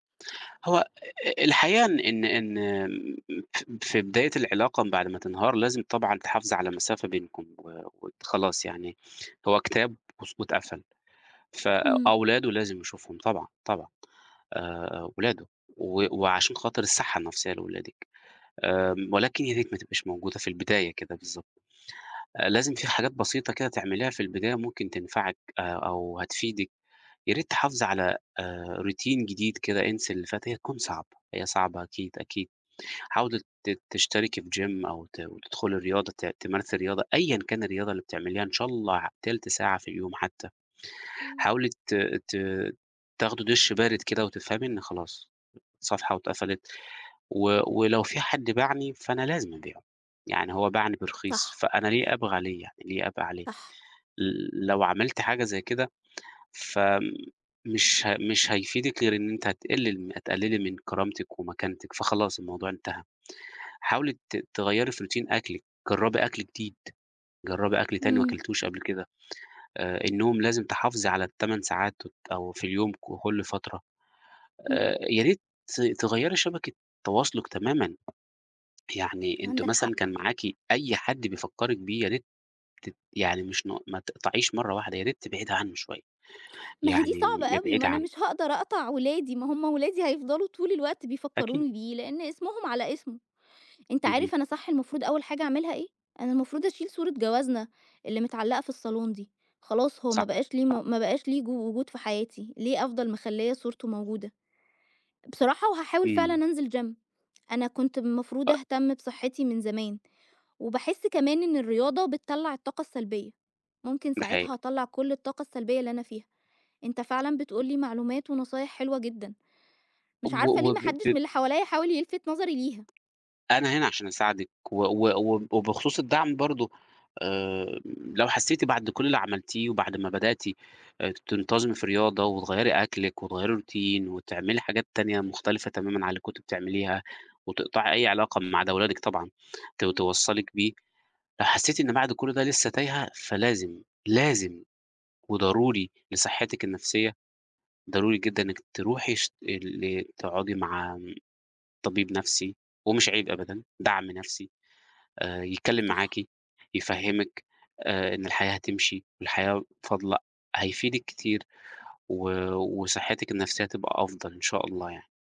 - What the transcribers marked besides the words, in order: in English: "routine"; in English: "gym"; "أبقى" said as "أبغى"; other background noise; in English: "routine"; tapping; in English: "gym"; other noise; in English: "routine"
- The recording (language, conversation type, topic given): Arabic, advice, إزاي بتتعامل/ي مع الانفصال بعد علاقة طويلة؟